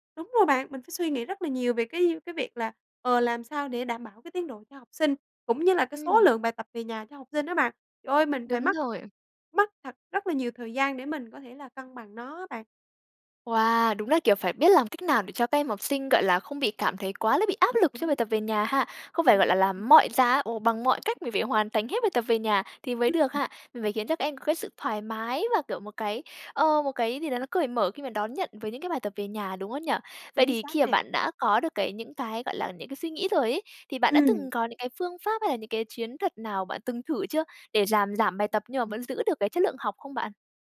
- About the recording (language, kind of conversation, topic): Vietnamese, podcast, Làm sao giảm bài tập về nhà mà vẫn đảm bảo tiến bộ?
- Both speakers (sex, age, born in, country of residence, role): female, 20-24, Vietnam, Vietnam, guest; female, 20-24, Vietnam, Vietnam, host
- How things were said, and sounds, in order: unintelligible speech; tapping; unintelligible speech